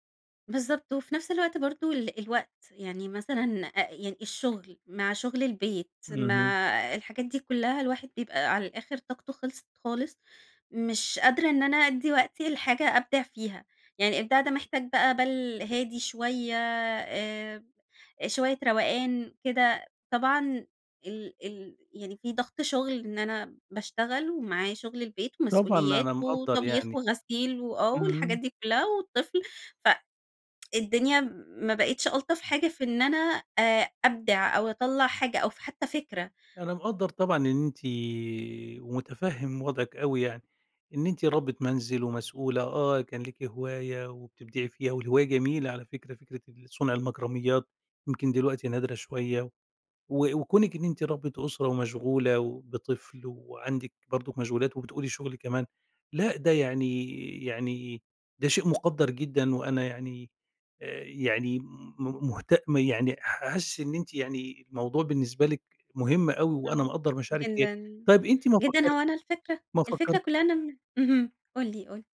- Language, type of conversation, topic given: Arabic, advice, إزاي ضيق الوقت بيأثر على قدرتك إنك تحافظ على عادة إبداعية منتظمة؟
- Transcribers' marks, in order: tsk